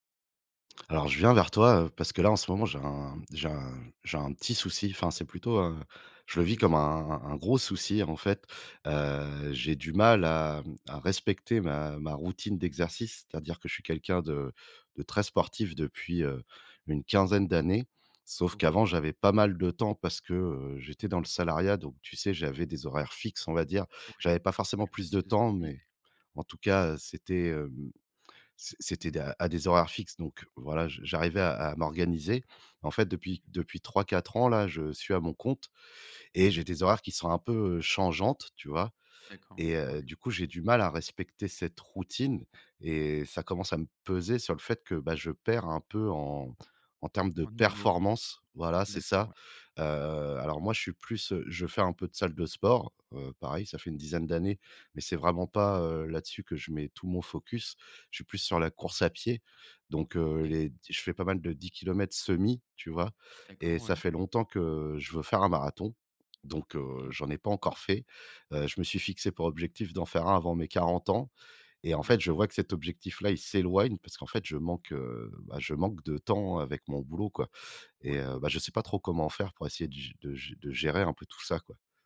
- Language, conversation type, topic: French, advice, Comment puis-je mettre en place et tenir une routine d’exercice régulière ?
- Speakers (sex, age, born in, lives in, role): male, 30-34, France, France, advisor; male, 35-39, France, France, user
- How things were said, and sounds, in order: stressed: "gros"; stressed: "performance"